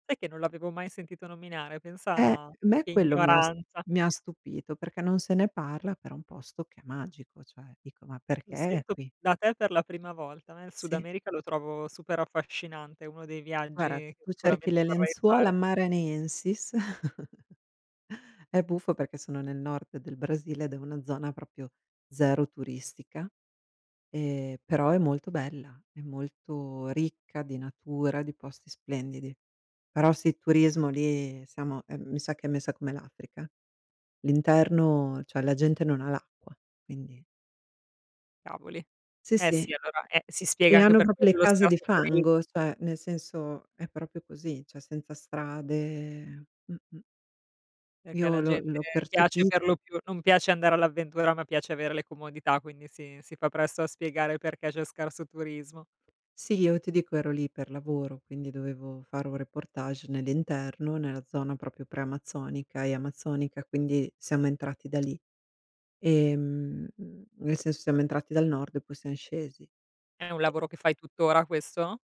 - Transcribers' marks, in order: tapping; "sicuramente" said as "icuramente"; chuckle; "proprio" said as "propio"; drawn out: "e"; other background noise; "proprio" said as "propo"; "proprio" said as "propio"; drawn out: "strade"; in French: "reportage"
- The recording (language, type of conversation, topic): Italian, unstructured, Hai mai visto un fenomeno naturale che ti ha stupito?